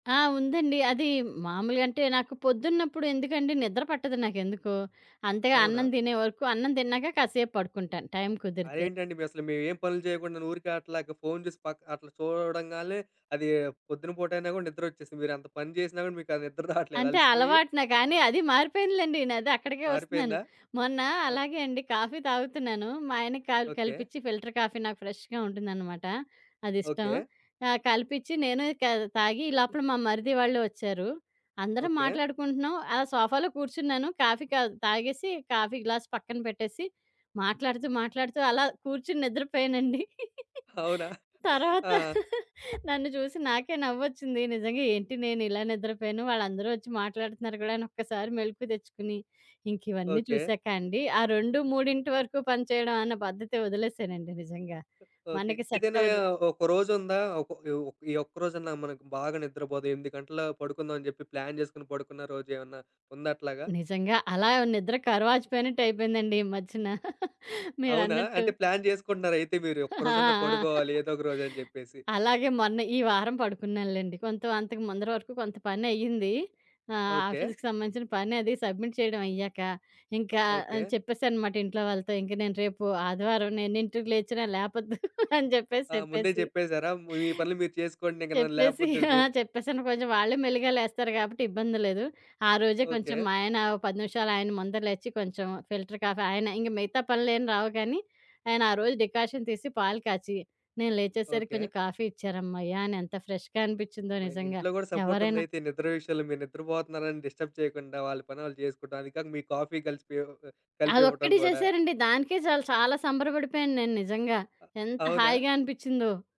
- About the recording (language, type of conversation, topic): Telugu, podcast, హాయిగా, మంచి నిద్రను ప్రతిరోజూ స్థిరంగా వచ్చేలా చేసే అలవాటు మీరు ఎలా ఏర్పరుచుకున్నారు?
- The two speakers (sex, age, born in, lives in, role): female, 45-49, India, India, guest; male, 25-29, India, India, host
- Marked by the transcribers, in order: giggle; in English: "కాఫీ"; in English: "ఫిల్టర్ కాఫీ"; in English: "ఫ్రెష్‌గా"; in English: "సోఫాలో"; in English: "గ్లాస్"; chuckle; giggle; chuckle; other background noise; in English: "ప్లాన్"; chuckle; in English: "ప్లాన్"; laughing while speaking: "ఆ! ఆ!"; in English: "ఆఫీస్‌కి"; in English: "సబ్మిట్"; laughing while speaking: "అని చెప్పేసి, చెప్పేసి"; in English: "ఫిల్టర్ కాఫీ"; in English: "డికాషన్"; in English: "కాఫీ"; in English: "ఫ్రెష్‌గా"; in English: "డిస్టర్బ్"; in English: "కాఫీ"